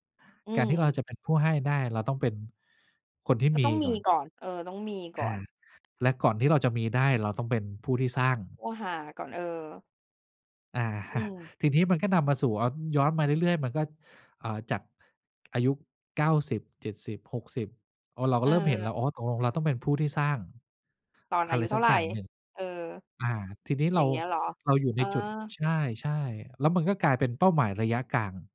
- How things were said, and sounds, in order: tapping; other background noise; chuckle
- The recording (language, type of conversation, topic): Thai, podcast, มีวิธีง่ายๆ ในการฝึกคิดระยะยาวบ้างไหม?